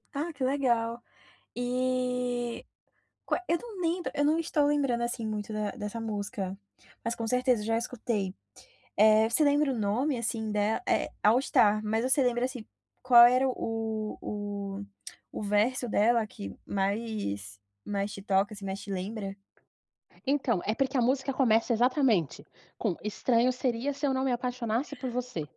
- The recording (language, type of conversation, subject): Portuguese, podcast, Que faixa marcou seu primeiro amor?
- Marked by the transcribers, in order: tapping; drawn out: "E"; tongue click